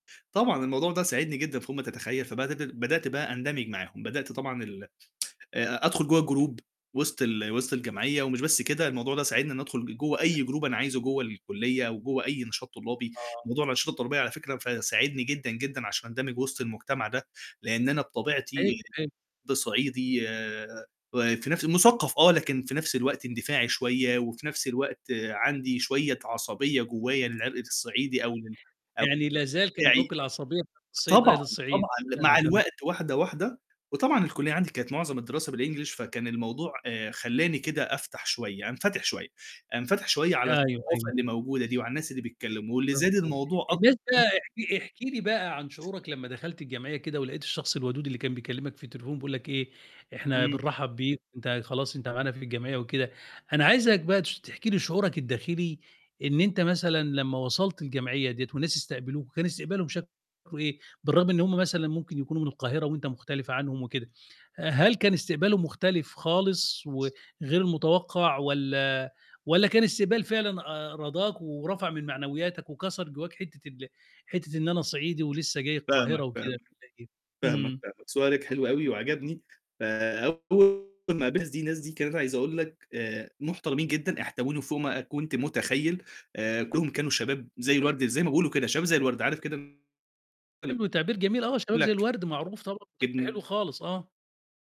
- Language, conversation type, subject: Arabic, podcast, إيه اللي بيخلّي الواحد يحس إنه بينتمي لمجتمع؟
- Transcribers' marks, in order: tsk; in English: "الgroup"; unintelligible speech; in English: "group"; distorted speech; other background noise; in English: "بالenglish"; tapping